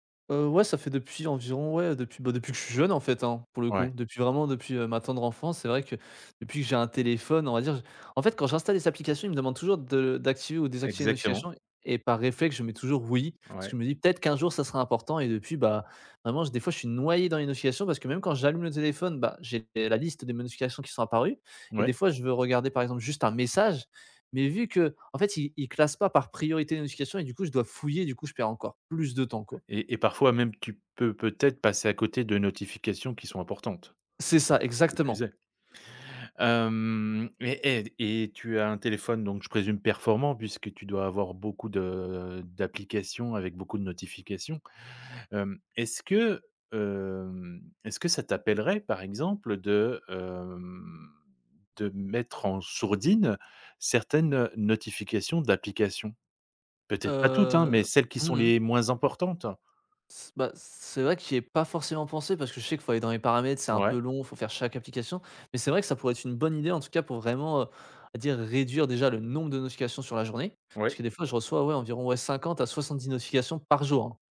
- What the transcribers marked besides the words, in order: tapping; "notifications" said as "monifications"; stressed: "message"; other background noise; drawn out: "Hem"; drawn out: "de"; drawn out: "hem"; drawn out: "hem"; stressed: "sourdine"; stressed: "par jour"
- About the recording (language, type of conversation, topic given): French, advice, Comment les notifications constantes nuisent-elles à ma concentration ?